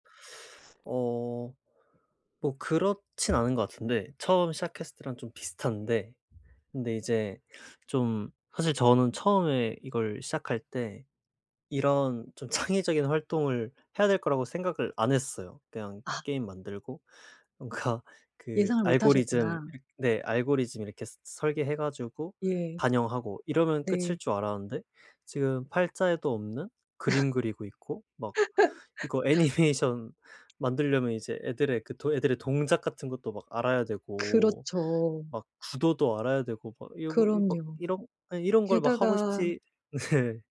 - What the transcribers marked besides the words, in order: laughing while speaking: "창의적인"; laughing while speaking: "뭔가"; unintelligible speech; other background noise; laugh; laughing while speaking: "애니메이션"; laugh; tapping; laughing while speaking: "네"
- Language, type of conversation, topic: Korean, advice, 동기와 집중력이 자꾸 떨어질 때 창의적 연습을 어떻게 꾸준히 이어갈 수 있을까요?